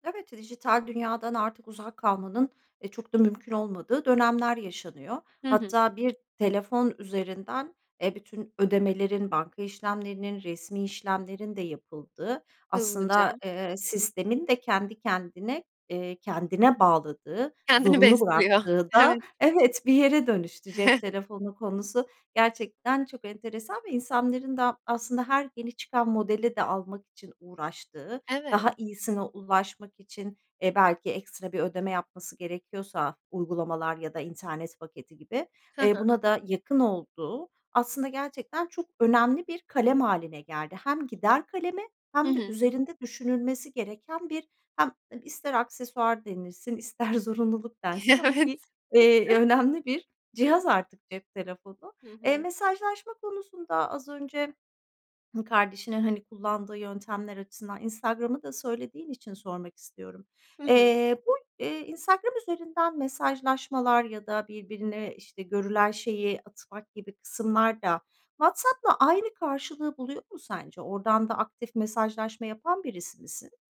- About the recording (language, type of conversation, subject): Turkish, podcast, Okundu bildirimi seni rahatsız eder mi?
- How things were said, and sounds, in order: other background noise; joyful: "evet, bir yere dönüştü"; chuckle; laughing while speaking: "Evet"; chuckle